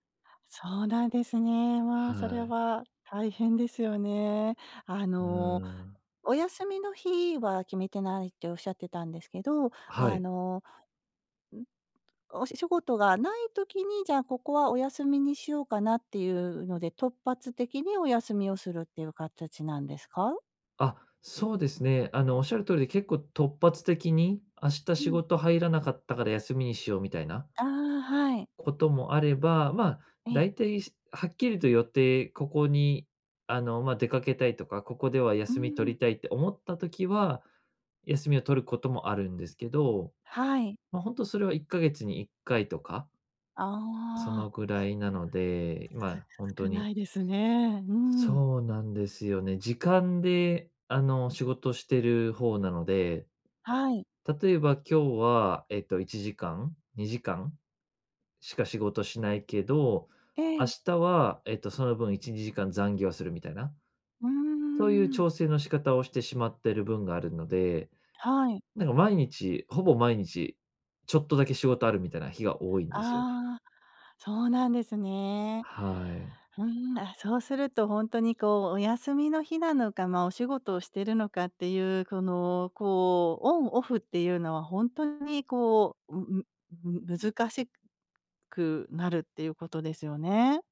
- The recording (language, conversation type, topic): Japanese, advice, 仕事量が多すぎるとき、どうやって適切な境界線を設定すればよいですか？
- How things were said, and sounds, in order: "本当" said as "ほんとん"